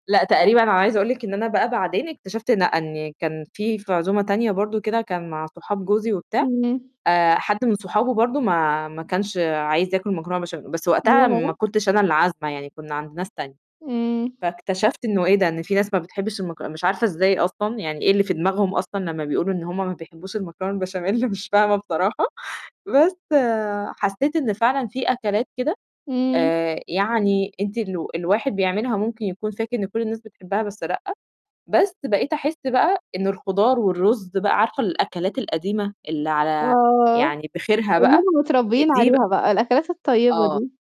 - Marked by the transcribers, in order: "لأ" said as "نأ"; laughing while speaking: "البشاميل"; distorted speech
- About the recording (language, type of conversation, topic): Arabic, podcast, إزاي بتختار الطبق المناسب لما تطبخ لناس مهمين؟